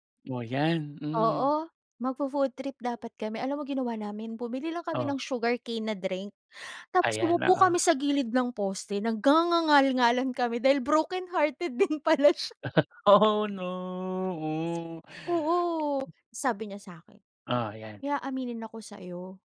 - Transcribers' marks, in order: in English: "sugarcane"; gasp; laughing while speaking: "din pala sya"; chuckle; drawn out: "no. Oh!"; other background noise
- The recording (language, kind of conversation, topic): Filipino, podcast, Ano ang malinaw na palatandaan ng isang tunay na kaibigan?